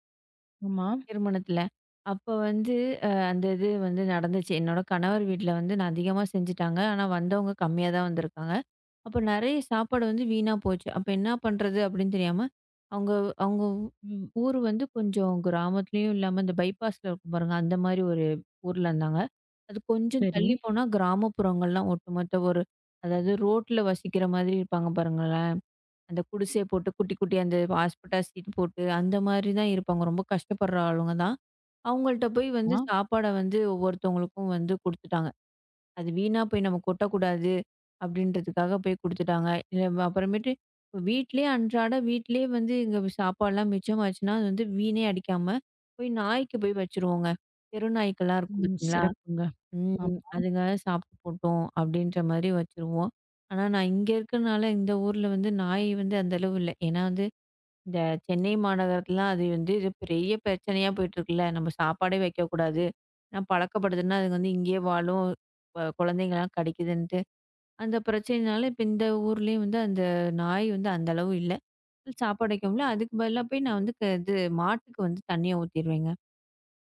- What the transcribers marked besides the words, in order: in English: "பைபாஸ்"; in English: "ரோட்டுல"; in English: "ஹாஸ்பெட்டாஸ் ஷீட்"; unintelligible speech
- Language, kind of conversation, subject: Tamil, podcast, உணவு வீணாவதைத் தவிர்க்க எளிய வழிகள் என்ன?